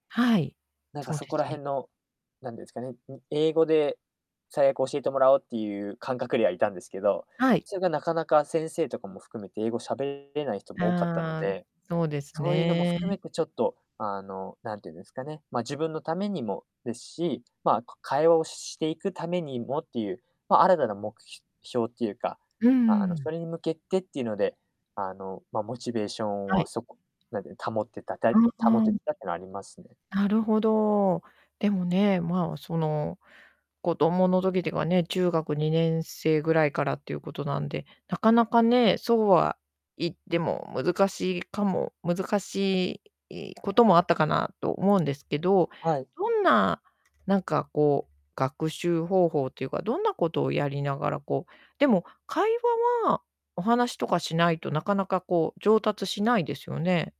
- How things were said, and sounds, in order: distorted speech
- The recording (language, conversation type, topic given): Japanese, podcast, 学び続けるモチベーションは何で保ってる？